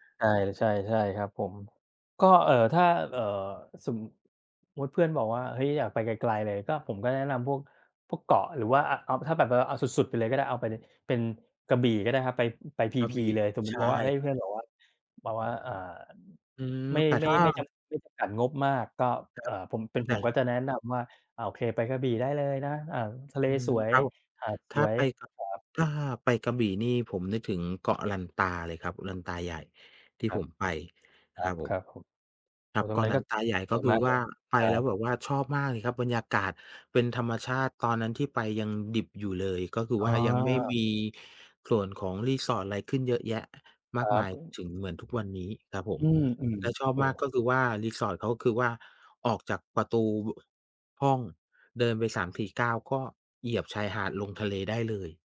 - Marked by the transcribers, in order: other background noise
- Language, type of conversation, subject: Thai, unstructured, ถ้าคุณต้องแนะนำสถานที่ท่องเที่ยวให้เพื่อน คุณจะเลือกที่ไหน?